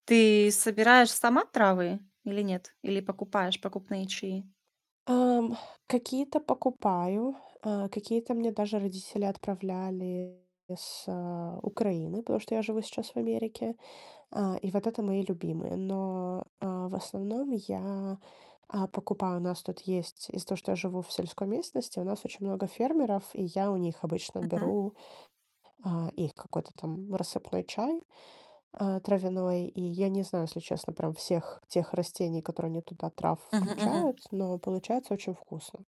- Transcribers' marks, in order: tapping; distorted speech
- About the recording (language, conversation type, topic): Russian, podcast, Как встроить природу в повседневную рутину, чтобы постепенно накапливать больше спокойствия?